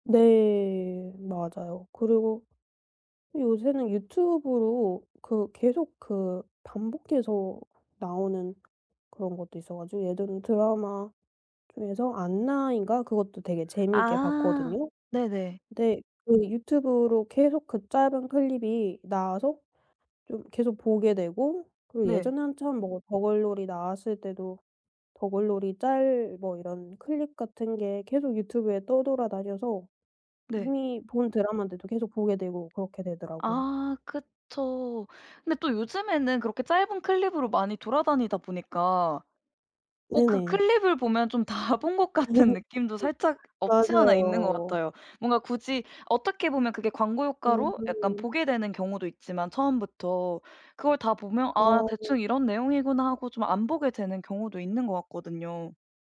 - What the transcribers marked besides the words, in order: other background noise; tapping; laughing while speaking: "다 본 것 같은 느낌도"; laugh
- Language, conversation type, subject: Korean, podcast, OTT 플랫폼 간 경쟁이 콘텐츠에 어떤 영향을 미쳤나요?